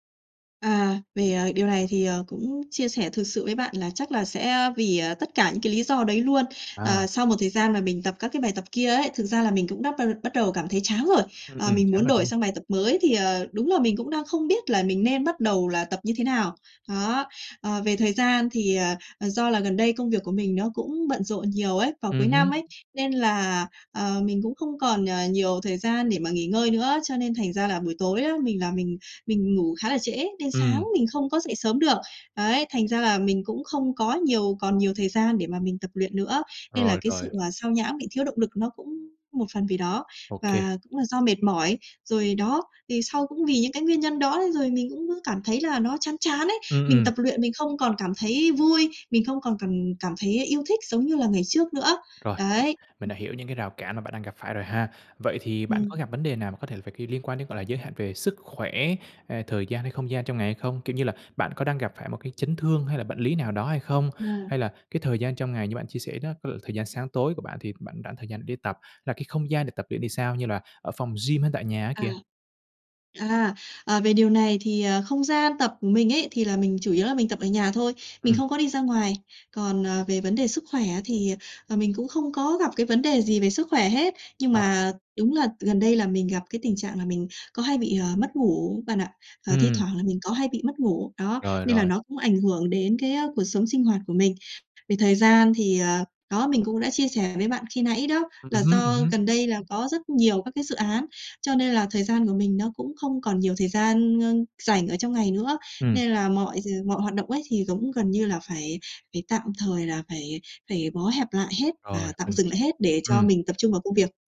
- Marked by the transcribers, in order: other background noise; unintelligible speech; other noise; tapping
- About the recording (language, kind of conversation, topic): Vietnamese, advice, Làm sao để có động lực bắt đầu tập thể dục hằng ngày?